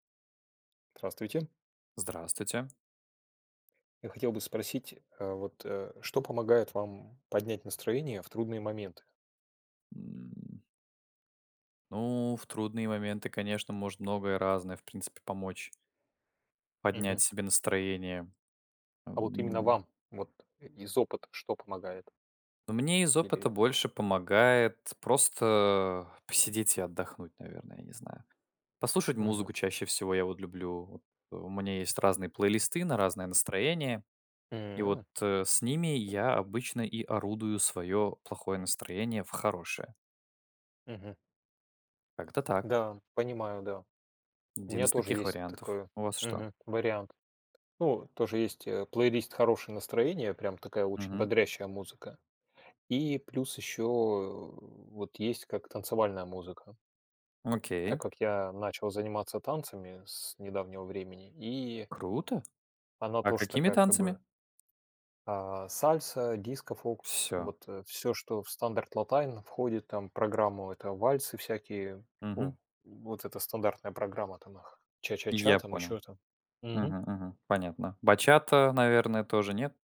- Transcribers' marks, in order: tapping; other background noise; chuckle
- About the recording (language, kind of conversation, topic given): Russian, unstructured, Что помогает вам поднять настроение в трудные моменты?